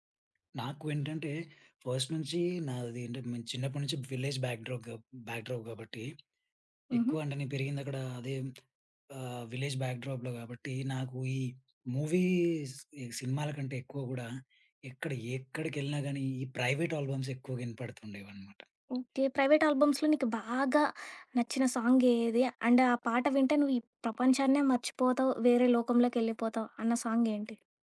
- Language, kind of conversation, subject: Telugu, podcast, ఏ సంగీతం వింటే మీరు ప్రపంచాన్ని మర్చిపోతారు?
- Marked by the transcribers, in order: tapping; in English: "ఫస్ట్"; in English: "విలేజ్"; in English: "బ్యాక్‌డ్రాప్"; other background noise; in English: "విలేజ్ బ్యాక్‌డ్రాప్‌లో"; in English: "మూవీస్"; in English: "ప్రైవేట్ ఆల్బమ్స్"; in English: "ప్రైవేట్ ఆల్బమ్స్‌లో"; stressed: "బాగా"; in English: "సాంగ్"; in English: "అండ్"; in English: "సాంగ్"